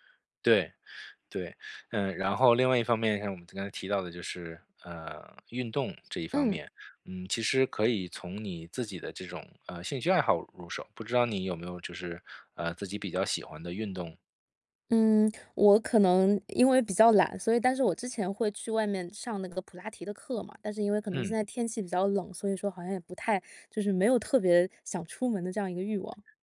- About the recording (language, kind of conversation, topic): Chinese, advice, 假期里如何有效放松并恢复精力？
- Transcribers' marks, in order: none